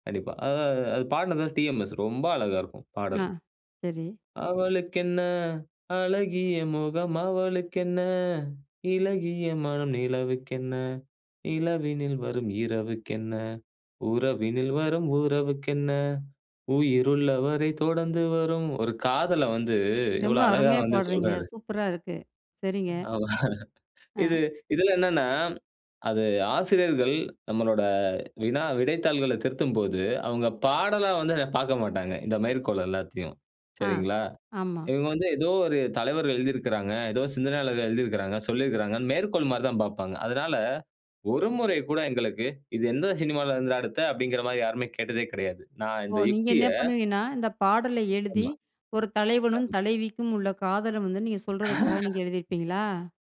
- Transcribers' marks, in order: singing: "அவளுக்கென்ன, அழகிய முகம் அவளுக்கென்ன, இளகிய … வரை தொடர்ந்து வரும்"; laugh; other background noise; laugh
- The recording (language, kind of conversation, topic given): Tamil, podcast, ஒரு பாடல் பழைய நினைவுகளை எழுப்பும்போது உங்களுக்குள் என்ன மாதிரி உணர்வுகள் ஏற்படுகின்றன?